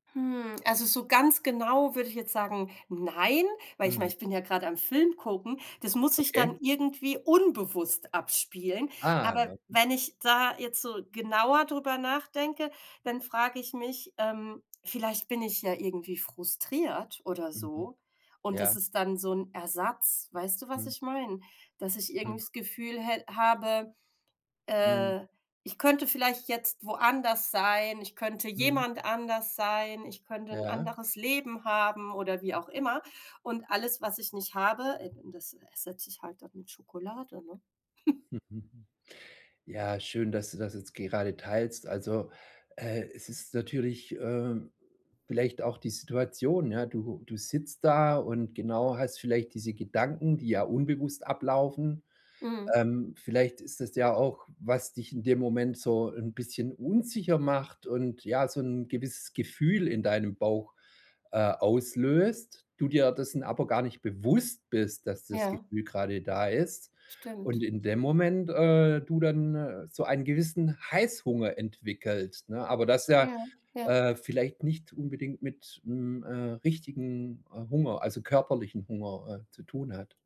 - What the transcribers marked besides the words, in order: unintelligible speech; chuckle; stressed: "bewusst"
- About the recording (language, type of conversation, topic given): German, advice, Wie erkenne ich, ob ich emotionalen oder körperlichen Hunger habe?